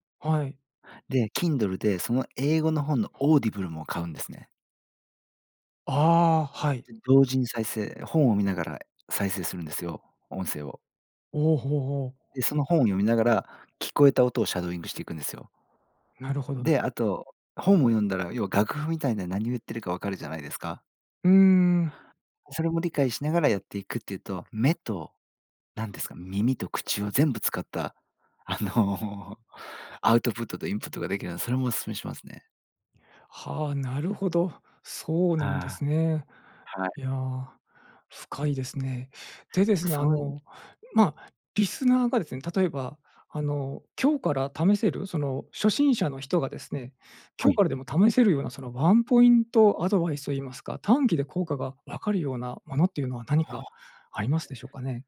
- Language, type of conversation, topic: Japanese, podcast, 自分に合う勉強法はどうやって見つけましたか？
- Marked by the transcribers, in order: in English: "シャドーイング"; laughing while speaking: "あの"; in English: "アウトプット"; in English: "インプット"